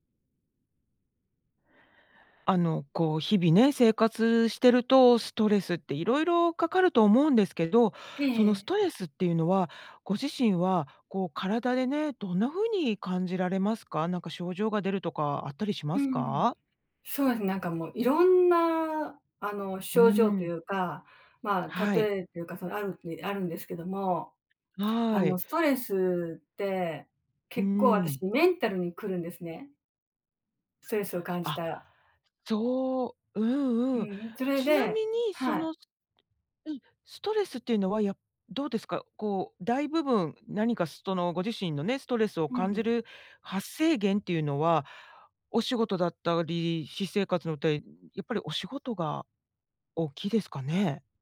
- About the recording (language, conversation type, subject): Japanese, podcast, ストレスは体にどのように現れますか？
- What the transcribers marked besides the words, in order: none